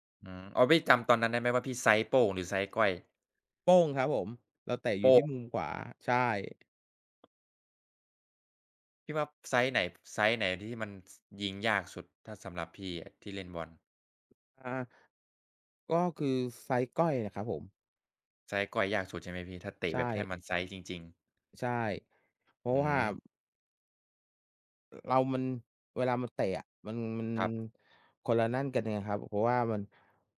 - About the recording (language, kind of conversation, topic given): Thai, unstructured, คุณเคยมีประสบการณ์สนุกๆ ขณะเล่นกีฬาไหม?
- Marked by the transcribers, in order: none